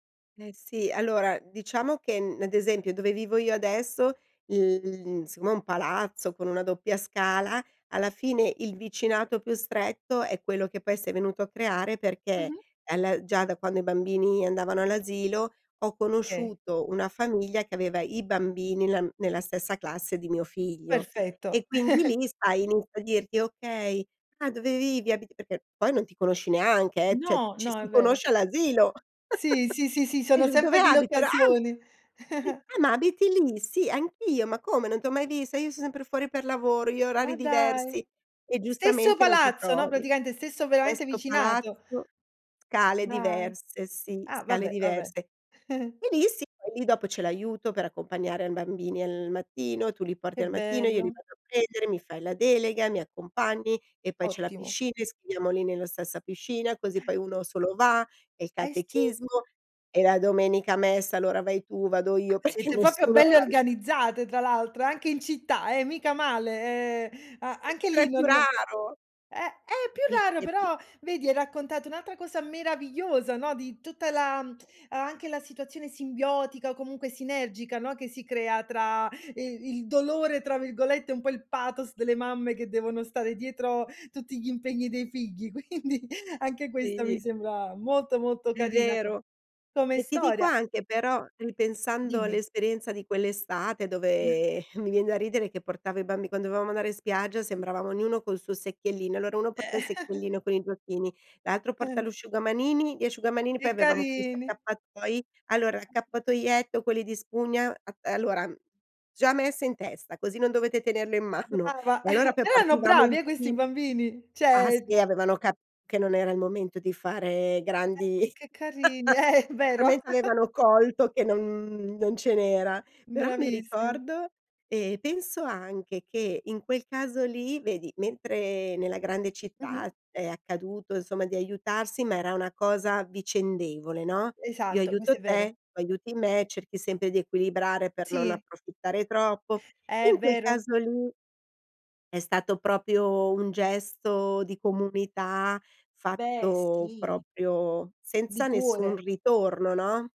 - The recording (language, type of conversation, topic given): Italian, podcast, Quali piccoli gesti di vicinato ti hanno fatto sentire meno solo?
- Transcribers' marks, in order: other background noise; "okay" said as "kay"; chuckle; "cioè" said as "ceh"; chuckle; "sempre" said as "sempe"; chuckle; chuckle; laughing while speaking: "perché nessuno"; "proprio" said as "popio"; laughing while speaking: "quindi"; chuckle; chuckle; tapping; chuckle; "cioè" said as "ceh"; laughing while speaking: "mano"; laughing while speaking: "eh-eh"; chuckle; laughing while speaking: "grandi"; laugh; "finalmente" said as "almente"